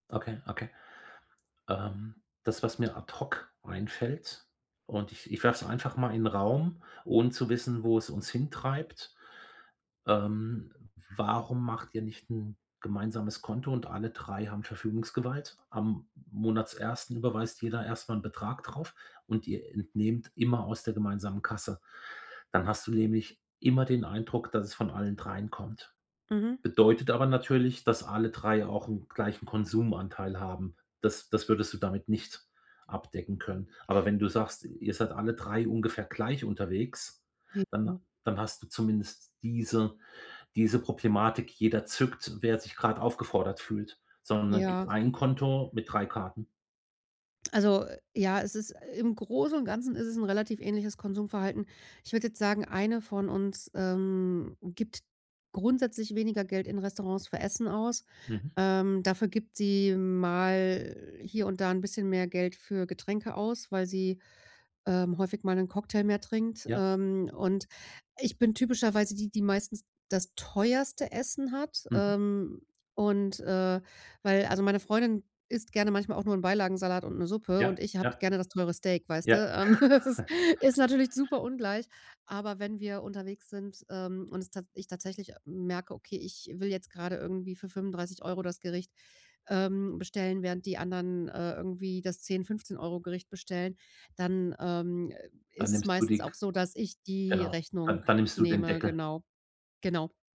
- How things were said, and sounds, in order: other background noise; unintelligible speech; chuckle; laughing while speaking: "es ist"; chuckle
- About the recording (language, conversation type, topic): German, advice, Wie können wir unsere gemeinsamen Ausgaben fair und klar regeln?